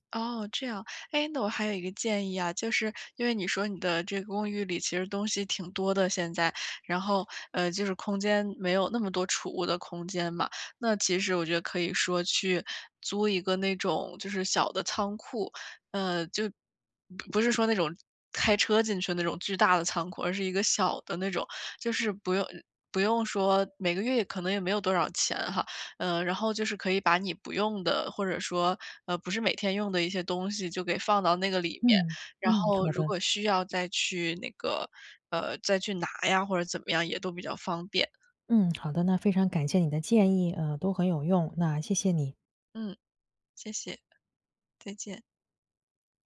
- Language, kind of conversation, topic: Chinese, advice, 我该如何减少空间里的杂乱来提高专注力？
- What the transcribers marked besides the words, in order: none